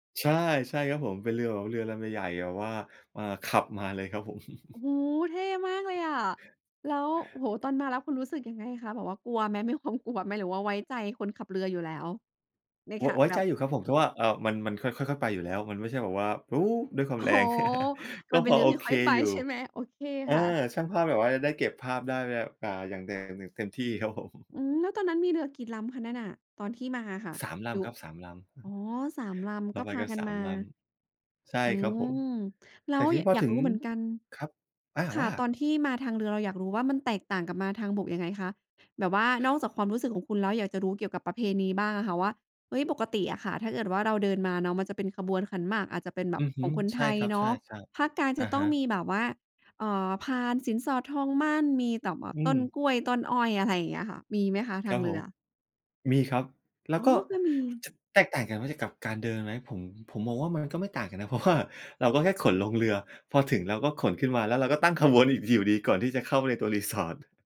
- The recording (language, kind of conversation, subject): Thai, podcast, คุณรู้สึกอย่างไรในวันแต่งงานของคุณ?
- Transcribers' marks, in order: chuckle; tapping; other background noise; giggle; laughing while speaking: "ผม"; chuckle